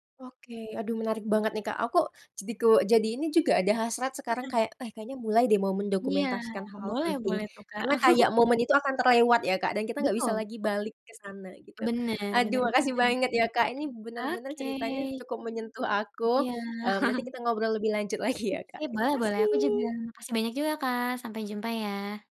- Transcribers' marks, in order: laugh; tapping; laugh; laughing while speaking: "lagi ya, Kak"
- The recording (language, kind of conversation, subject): Indonesian, podcast, Benda peninggalan keluarga apa yang paling berarti buatmu, dan kenapa?